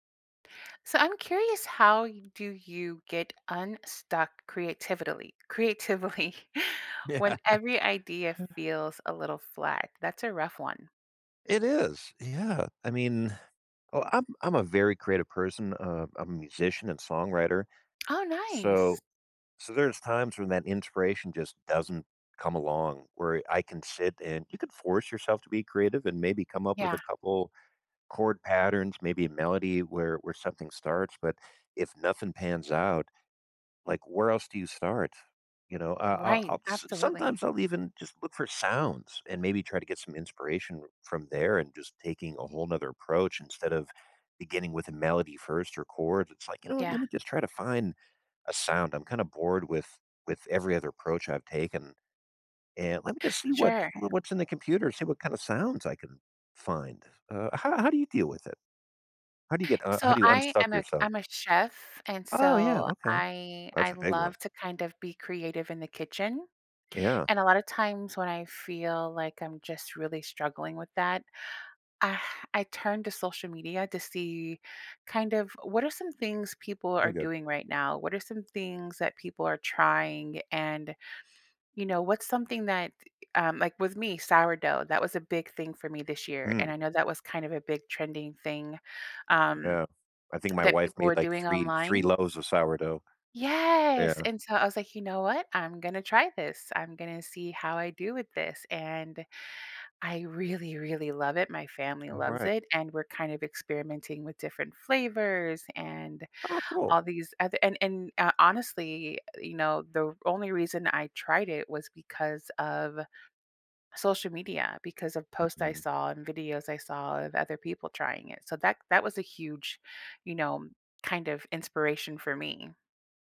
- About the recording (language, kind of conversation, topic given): English, unstructured, How can one get creatively unstuck when every idea feels flat?
- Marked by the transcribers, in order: tapping; "creatively-" said as "creativitily"; laughing while speaking: "creatively"; laughing while speaking: "Yeah"; other noise; sigh